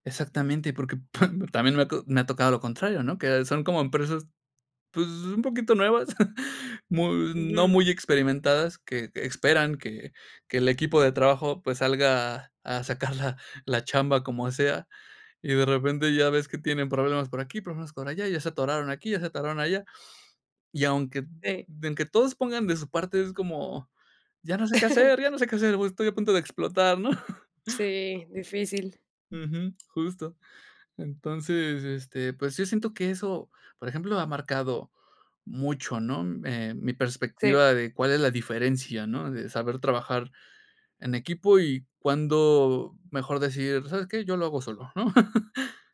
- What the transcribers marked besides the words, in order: chuckle; chuckle; laughing while speaking: "¿no?"; laugh
- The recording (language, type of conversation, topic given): Spanish, podcast, ¿Prefieres colaborar o trabajar solo cuando haces experimentos?